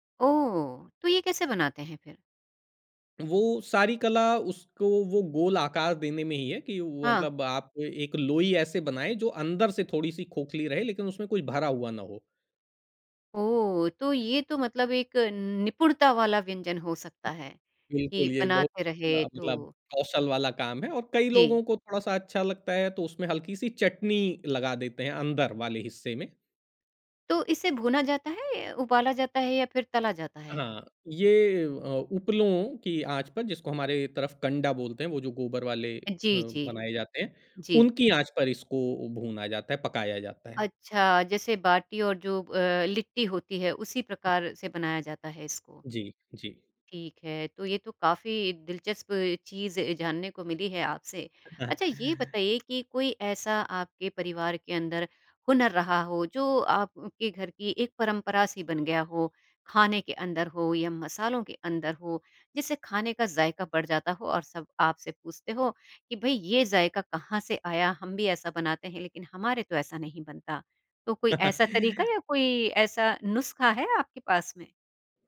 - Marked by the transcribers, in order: "मतलब" said as "अंतलब"; tapping; other background noise; chuckle; chuckle
- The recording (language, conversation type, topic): Hindi, podcast, खाना बनाते समय आपके पसंदीदा तरीके क्या हैं?